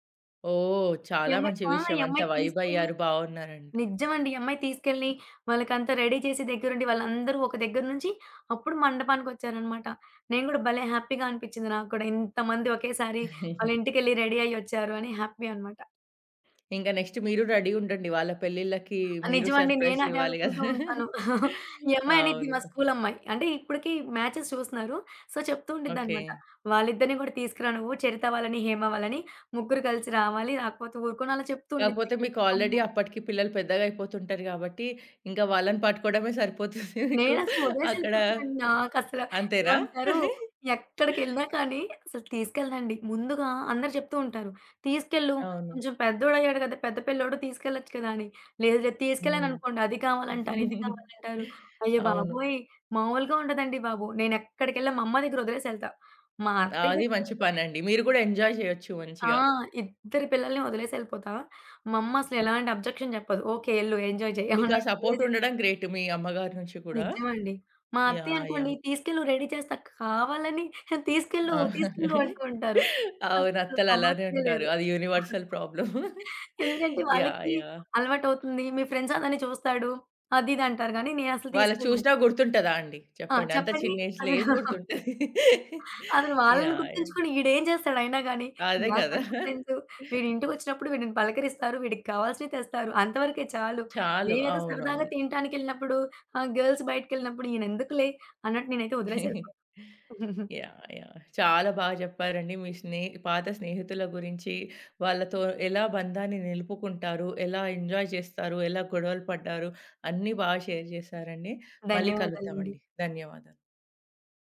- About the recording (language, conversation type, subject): Telugu, podcast, పాత స్నేహితులతో సంబంధాన్ని ఎలా నిలుపుకుంటారు?
- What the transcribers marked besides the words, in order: stressed: "నిజ్జమండి"; other background noise; in English: "రెడీ"; in English: "హ్యాపీగా"; giggle; in English: "రెడీ"; in English: "హ్యాపీ"; tapping; in English: "నెక్స్ట్"; in English: "రెడీ"; chuckle; in English: "మ్యాచెస్"; in English: "సో"; in English: "ఆల్రెడీ"; laughing while speaking: "సరిపోతుంది మీకు"; giggle; giggle; in English: "ఎంజాయ్"; in English: "అబ్జెక్షన్"; in English: "ఎంజాయ్"; in English: "సపోర్ట్"; in English: "గ్రేట్"; in English: "రెడీ"; chuckle; in English: "యూనివర్సల్ ప్రాబ్లమ్"; giggle; chuckle; in English: "ఫ్రెండ్స్"; chuckle; in English: "ఏజ్‌లో"; chuckle; chuckle; in English: "గర్ల్స్"; giggle; in English: "ఎంజాయ్"; in English: "షేర్"